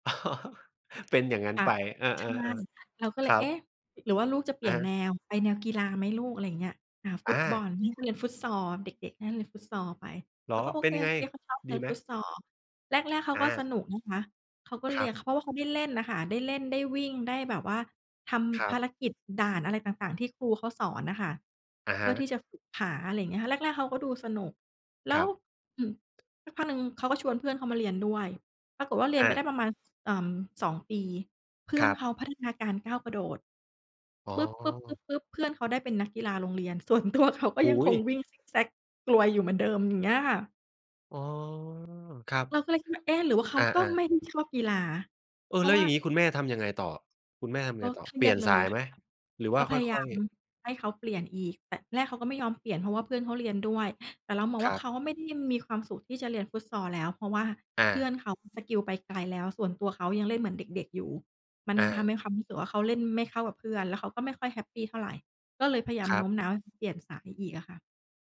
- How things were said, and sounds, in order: laugh; tapping; laughing while speaking: "ส่วนตัวเขา"; drawn out: "อ๋อ"; other noise
- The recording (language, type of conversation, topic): Thai, podcast, ควรทำอย่างไรเมื่อลูกอยากประกอบอาชีพที่พ่อแม่ไม่เห็นด้วย?